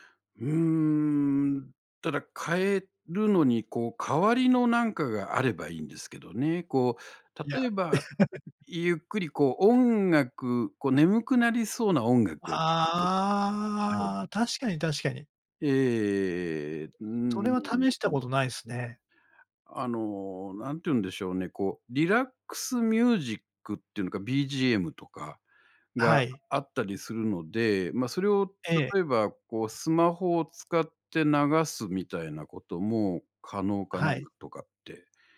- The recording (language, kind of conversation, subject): Japanese, advice, 夜に何時間も寝つけないのはどうすれば改善できますか？
- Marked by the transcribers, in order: laugh; other background noise